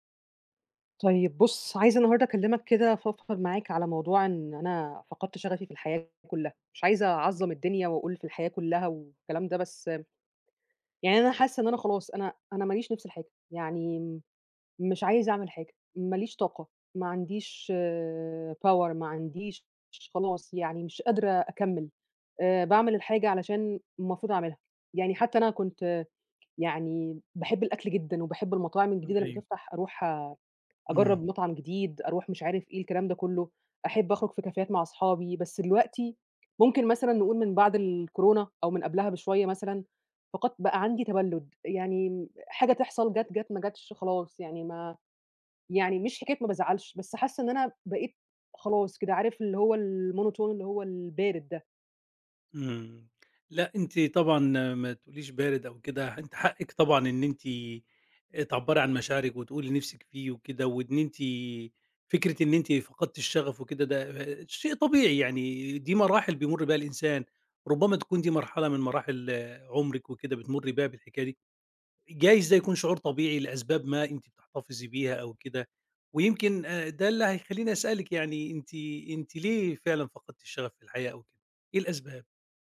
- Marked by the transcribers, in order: in English: "power"; in English: "الmonotone"
- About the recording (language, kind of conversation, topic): Arabic, advice, إزاي فقدت الشغف والهوايات اللي كانت بتدي لحياتي معنى؟